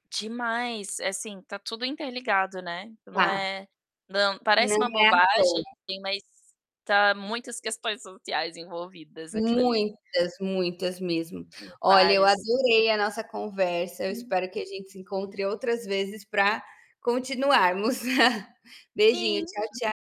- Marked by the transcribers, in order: distorted speech; unintelligible speech; chuckle
- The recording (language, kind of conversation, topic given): Portuguese, unstructured, Você acha que os programas de reality invadem demais a privacidade dos participantes?